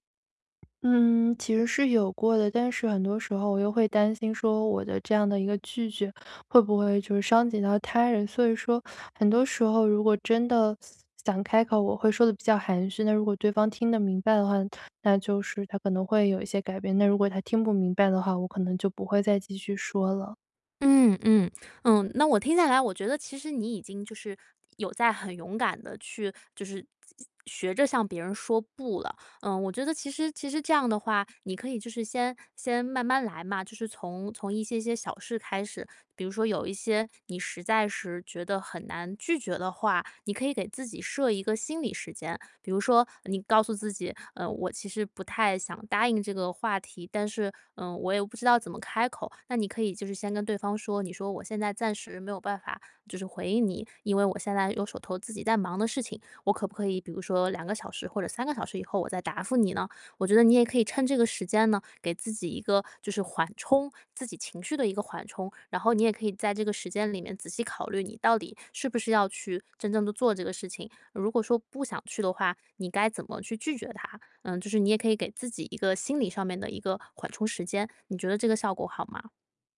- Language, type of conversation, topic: Chinese, advice, 我总是很难说“不”，还经常被别人利用，该怎么办？
- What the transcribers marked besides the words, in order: tapping; teeth sucking